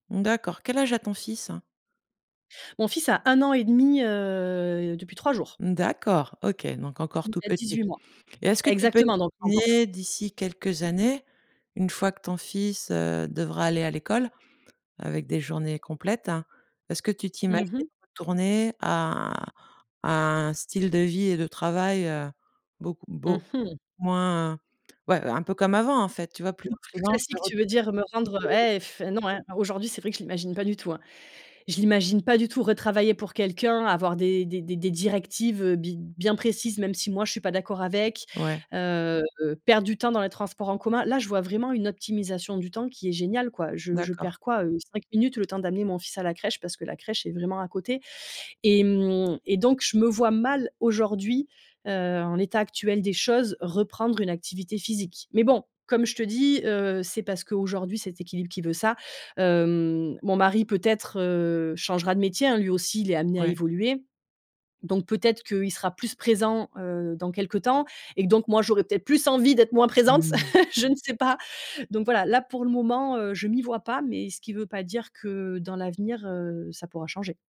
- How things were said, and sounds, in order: stressed: "un"; other background noise; unintelligible speech; stressed: "perdre"; stressed: "plus envie"; laugh
- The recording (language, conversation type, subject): French, podcast, Comment trouves-tu l’équilibre entre ta vie professionnelle et ta vie personnelle ?